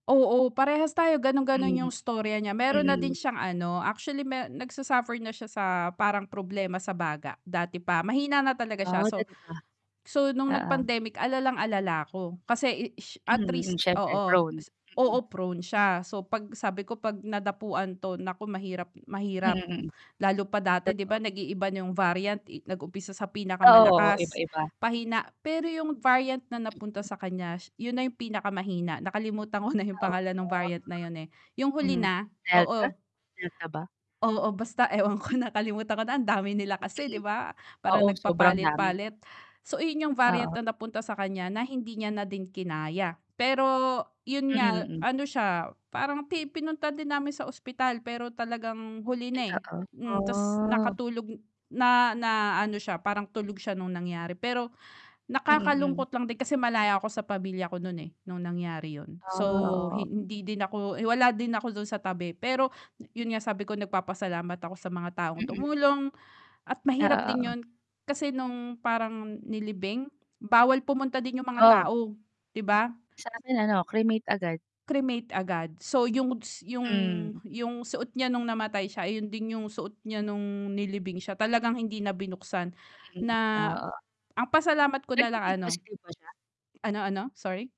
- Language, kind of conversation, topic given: Filipino, unstructured, Ano ang mga positibong epekto ng pagtutulungan sa panahon ng pandemya?
- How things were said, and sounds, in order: static; distorted speech; other background noise; tapping; laughing while speaking: "ko na"; laughing while speaking: "ewan ko"; drawn out: "ah"